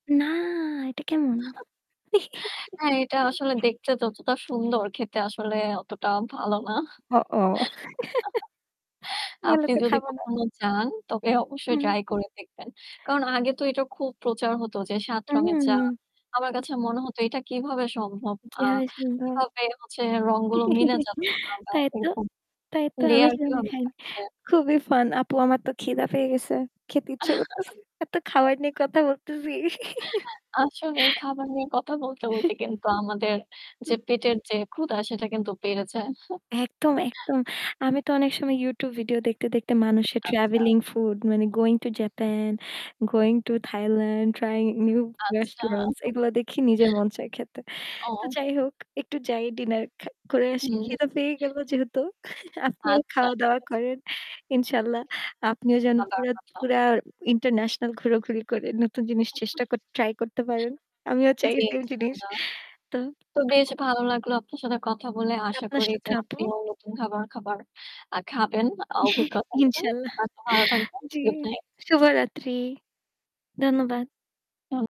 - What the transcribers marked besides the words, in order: static; drawn out: "না"; chuckle; chuckle; laugh; laughing while speaking: "আপনি যদি কখনো যান তবে অবশ্যই ট্রাই করে দেখবেন"; laughing while speaking: "হ ও ভালো তো খাবো না"; drawn out: "উম"; other noise; giggle; "খিদে" said as "খিদা"; laughing while speaking: "খেতে ইচ্ছে করছে। এত খাবার নিয়ে কথা বলতেছি"; laugh; other background noise; laughing while speaking: "আসলে এই খাবার নিয়ে কথা … কিন্তু বেড়ে যায়"; chuckle; laughing while speaking: "আচ্ছা। ও"; laughing while speaking: "খিদে পেয়ে গেলো যেহেতু আপনিও খাওয়া দাওয়া করেন"; in Arabic: "ইনশাল্লাহ"; laughing while speaking: "জি। ইনশাল্লাহ"; in Arabic: "ইনশাল্লাহ"; unintelligible speech; other street noise; laughing while speaking: "ইনশাল্লাহ। জি"; in Arabic: "ইনশাল্লাহ"
- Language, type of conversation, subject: Bengali, unstructured, ভ্রমণে গিয়ে নতুন খাবার খেতে আপনার কেমন লাগে?
- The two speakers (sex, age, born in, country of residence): female, 20-24, Bangladesh, Bangladesh; female, 25-29, Bangladesh, Bangladesh